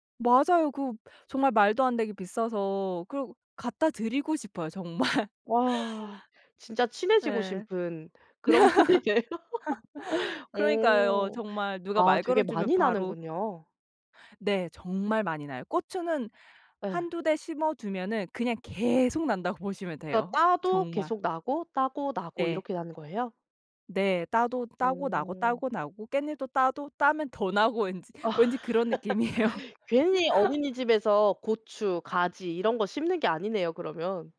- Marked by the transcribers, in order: laughing while speaking: "정말"; laughing while speaking: "그런 분이네요"; laugh; tapping; stressed: "계속"; laughing while speaking: "나고 왠지"; laugh; laughing while speaking: "느낌이에요"; laugh
- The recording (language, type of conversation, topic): Korean, podcast, 작은 정원이나 화분 하나로 삶을 단순하게 만들 수 있을까요?